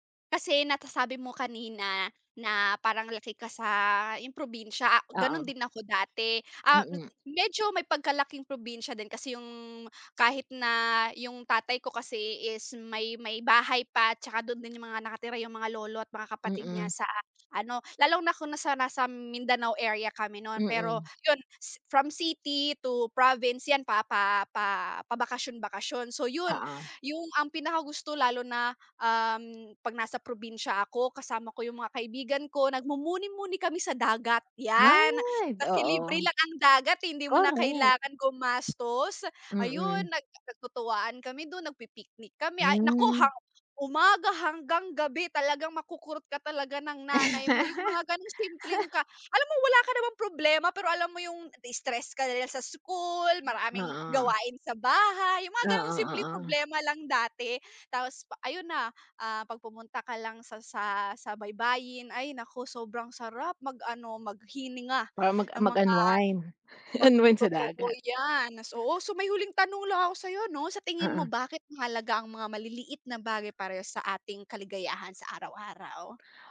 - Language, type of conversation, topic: Filipino, unstructured, Ano ang mga simpleng bagay noon na nagpapasaya sa’yo?
- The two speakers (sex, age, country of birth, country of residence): female, 25-29, Philippines, Philippines; female, 40-44, Philippines, Philippines
- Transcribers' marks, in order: none